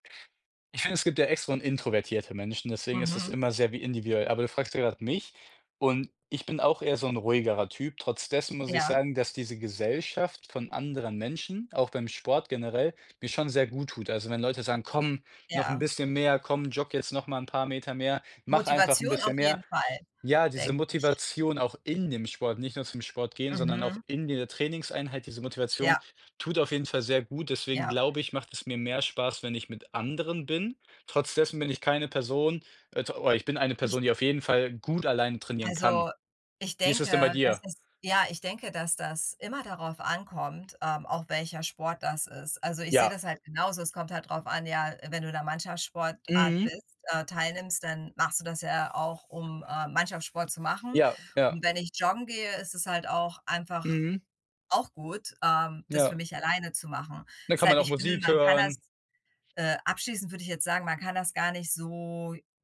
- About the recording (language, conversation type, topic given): German, unstructured, Wie motivierst du dich, regelmäßig Sport zu treiben?
- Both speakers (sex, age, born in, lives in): female, 45-49, Germany, United States; male, 20-24, Germany, Germany
- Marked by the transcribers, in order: other background noise